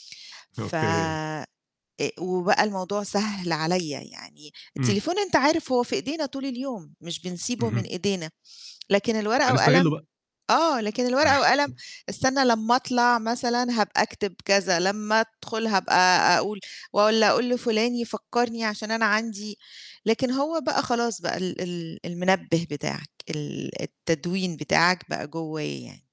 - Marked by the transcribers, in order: chuckle
- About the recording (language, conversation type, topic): Arabic, podcast, إزاي بتستخدم التكنولوجيا عشان تِسهّل تعلّمك كل يوم؟